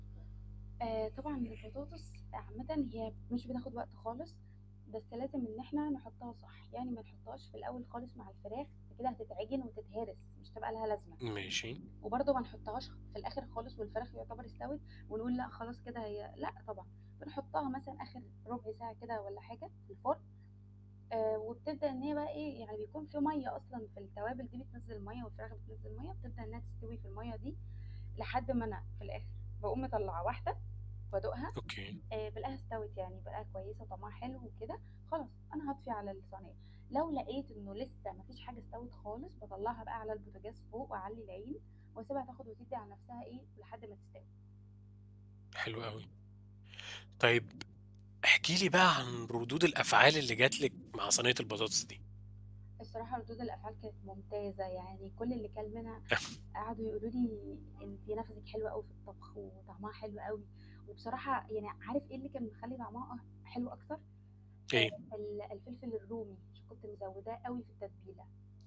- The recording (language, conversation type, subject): Arabic, podcast, احكيلي عن تجربة طبخ نجحت معاك؟
- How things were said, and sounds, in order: mechanical hum; chuckle; background speech